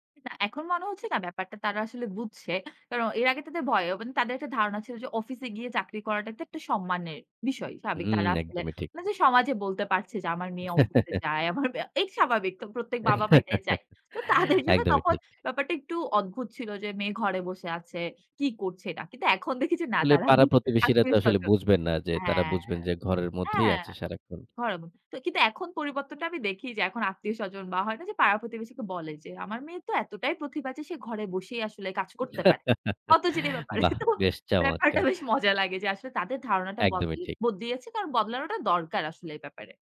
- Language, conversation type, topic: Bengali, podcast, চাকরি পরিবর্তনের সিদ্ধান্তে আপনার পরিবার কীভাবে প্রতিক্রিয়া দেখিয়েছিল?
- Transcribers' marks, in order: chuckle; laughing while speaking: "আমার মেয়ে"; chuckle; laughing while speaking: "তো তাদের জন্য"; other noise; in English: "horrible"; other background noise; chuckle; laughing while speaking: "অত জি ব্যাপারে। তো ব্যাপারটা বেশ মজা লাগে"